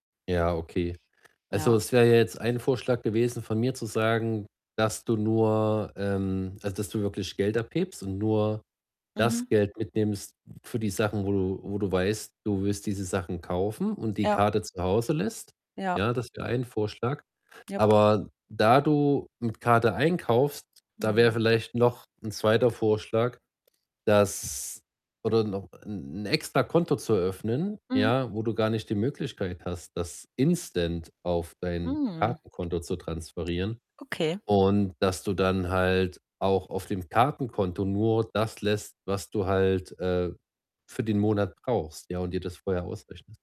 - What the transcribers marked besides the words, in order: other background noise; static; in English: "instant"
- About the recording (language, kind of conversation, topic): German, advice, Warum fühle ich mich beim Einkaufen oft überfordert und habe Schwierigkeiten, Kaufentscheidungen zu treffen?